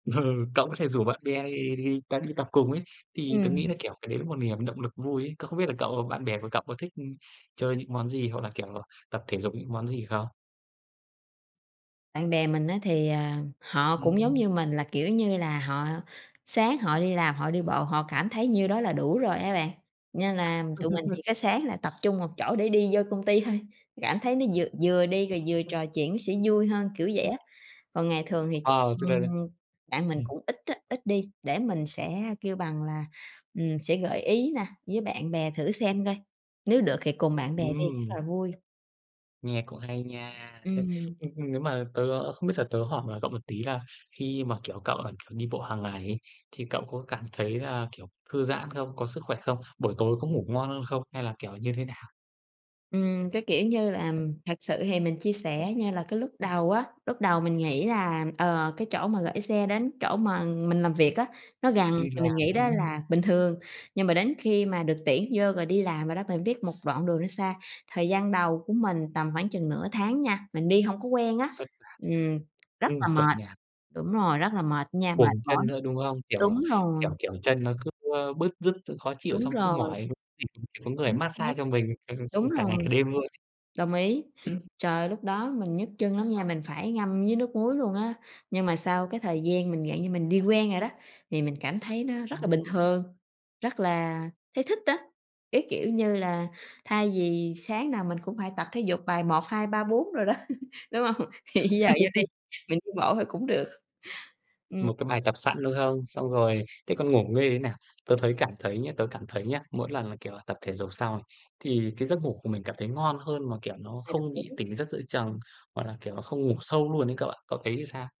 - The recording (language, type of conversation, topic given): Vietnamese, unstructured, Bạn thường chọn hình thức tập thể dục nào để giải trí?
- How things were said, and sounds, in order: laughing while speaking: "Ừ"; tapping; chuckle; other background noise; unintelligible speech; unintelligible speech; laughing while speaking: "đó"; laugh; chuckle; laughing while speaking: "Thì"; "chừng" said as "chờng"; "làm" said as "ừn"